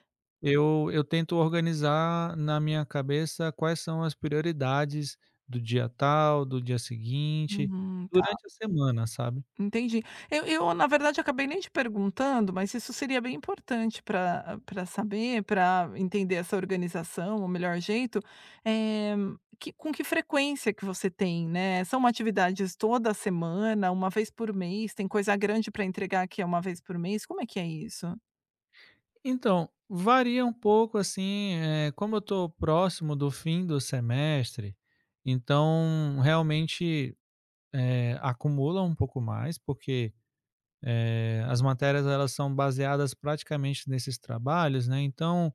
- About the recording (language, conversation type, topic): Portuguese, advice, Como você costuma procrastinar para começar tarefas importantes?
- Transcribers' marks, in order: none